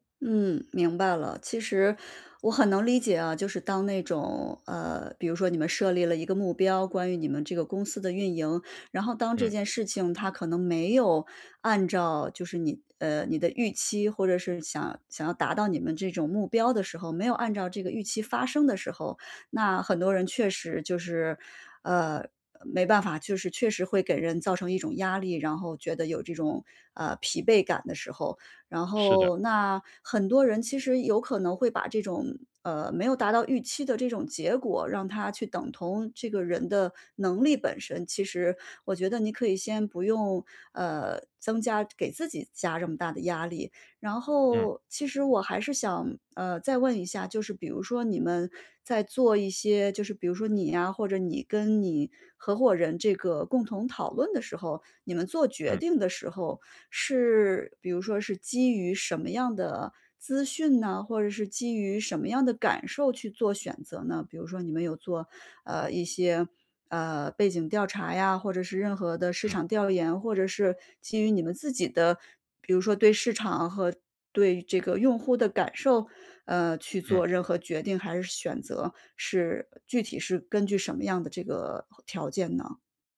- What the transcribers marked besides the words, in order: none
- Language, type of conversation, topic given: Chinese, advice, 如何建立自我信任與韌性？